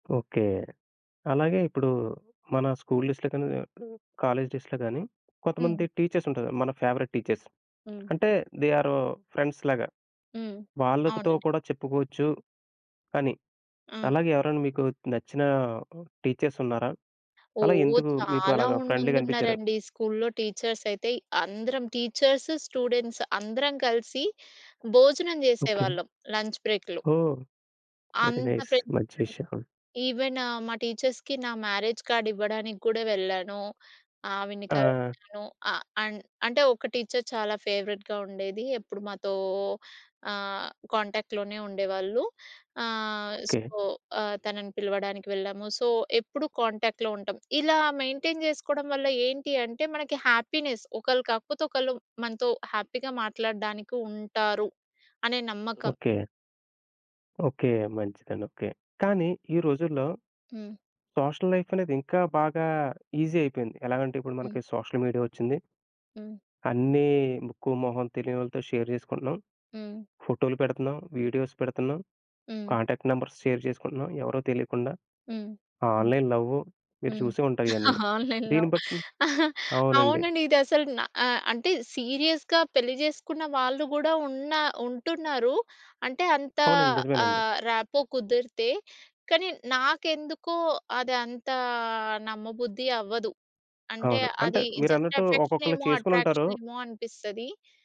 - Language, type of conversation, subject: Telugu, podcast, స్నేహితులు, కుటుంబంతో ఉన్న సంబంధాలు మన ఆరోగ్యంపై ఎలా ప్రభావం చూపుతాయి?
- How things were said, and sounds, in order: in English: "డేస్‌లో"; in English: "డేస్‌లో"; in English: "ఫేవరెట్ టీచర్స్"; in English: "దే"; in English: "ఫ్రెండ్‌లీగా"; in English: "టీచర్స్, స్టూడెంట్స్"; other background noise; tapping; in English: "లంచ్ బ్రేక్‌లో"; in English: "వెరీ నైస్"; in English: "ఫ్రెండ్షిప్"; in English: "ఈవెన్ మా టీచర్స్‌కి"; in English: "మ్యారేజ్ కార్డ్"; in English: "అండ్"; in English: "టీచర్"; in English: "ఫేవరెట్‌గా"; in English: "సో"; in English: "సో"; in English: "కాంటాక్ట్‌లో"; in English: "మెయింటైన్"; in English: "హ్యాపీనెస్"; in English: "హ్యాపీగా"; in English: "సోషల్"; in English: "ఈజీ"; in English: "సోషల్ మీడియా"; in English: "షేర్"; in English: "వీడియోస్"; in English: "కాంటాక్ట్ నంబర్స్ షేర్"; in English: "ఆన్‌లైన్"; chuckle; in English: "ఆన్‌లైన్‌లో"; chuckle; in English: "సీరియస్‌గా"; in English: "ర్యాపో"